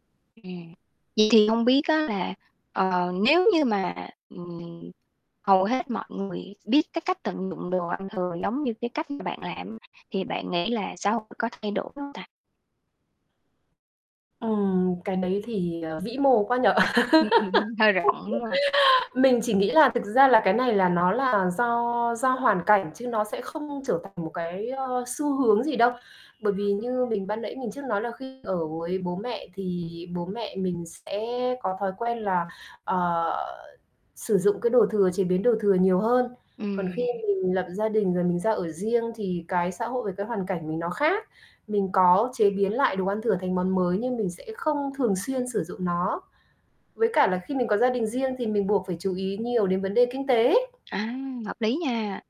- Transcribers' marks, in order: distorted speech; laugh; chuckle; tapping; other background noise; static
- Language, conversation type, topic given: Vietnamese, podcast, Bạn thường biến đồ ăn thừa thành món mới như thế nào?